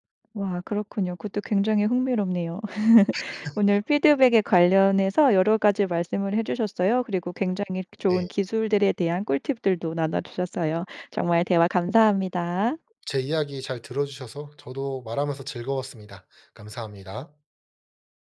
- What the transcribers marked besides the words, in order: other background noise; laugh
- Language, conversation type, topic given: Korean, podcast, 피드백을 받을 때 보통 어떻게 반응하시나요?